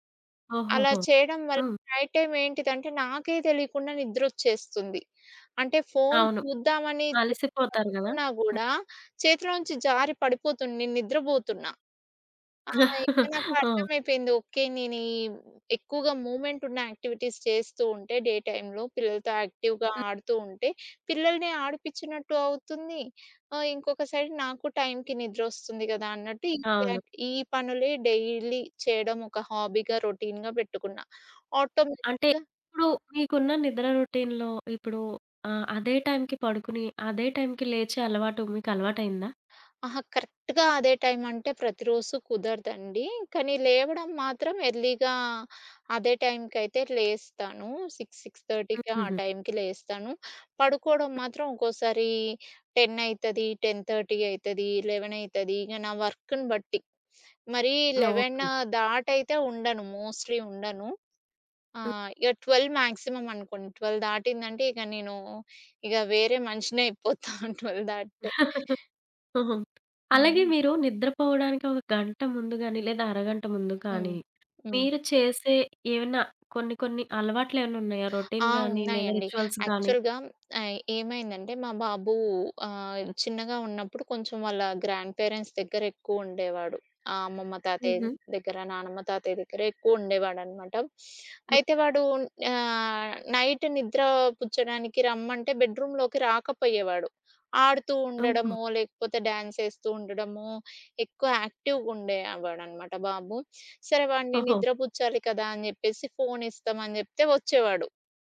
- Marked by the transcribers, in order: tapping; in English: "నైట్ టైమ్"; other background noise; chuckle; in English: "మూవ్మెంట్"; in English: "యాక్టివిటీస్"; in English: "డే టైంలో"; in English: "యాక్టివ్‌గా"; in English: "సైడ్"; in English: "డైలీ"; in English: "హాబీగా, రొటీన్‌గా"; in English: "ఆటోమేటిక్‌గా"; in English: "రొటీన్‌లో"; in English: "కరెక్ట్‌గా"; in English: "ఎర్లీగా"; in English: "సిక్స్, సిక్స్ థర్టీకి"; in English: "టెన్"; in English: "టెన్ థర్టీ"; in English: "లెవెన్"; in English: "వర్క్‌ని"; in English: "లెవెన్"; in English: "మోస్ట్లీ"; in English: "ట్వెల్వ్ మాక్సిమమ్"; in English: "ట్వెల్వ్"; giggle; in English: "ట్వెల్వ్"; chuckle; in English: "రొటీన్"; in English: "రిచ్యువల్స్"; in English: "యాక్చువల్‌గా"; in English: "గ్రాండ్ పేరెంట్స్"; in English: "నైట్"; in English: "బెడ్రూమ్‌లోకి"; in English: "డ్యాన్స్"; in English: "యాక్టివ్‌గా"
- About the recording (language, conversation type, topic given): Telugu, podcast, రాత్రి బాగా నిద్రపోవడానికి మీ రొటీన్ ఏమిటి?